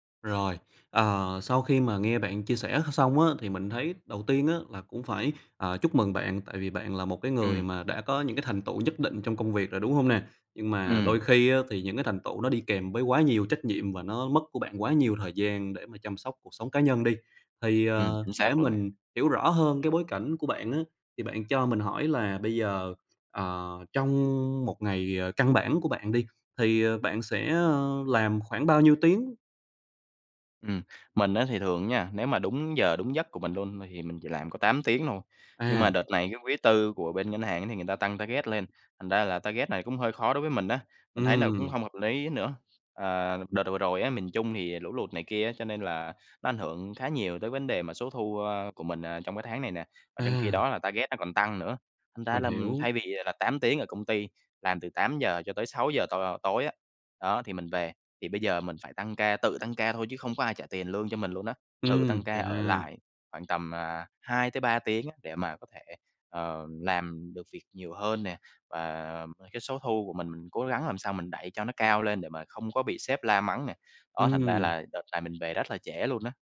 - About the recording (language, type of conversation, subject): Vietnamese, advice, Làm sao để ăn uống lành mạnh khi bạn quá bận rộn và không có nhiều thời gian nấu ăn?
- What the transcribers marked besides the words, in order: tapping; in English: "target"; in English: "target"; other background noise; in English: "target"